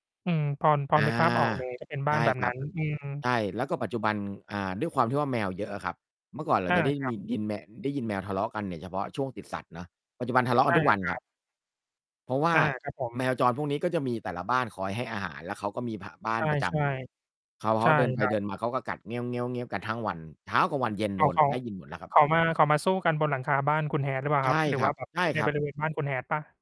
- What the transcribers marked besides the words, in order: other background noise; mechanical hum; other noise
- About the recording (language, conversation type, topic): Thai, unstructured, สัตว์จรจัดส่งผลกระทบต่อชุมชนอย่างไรบ้าง?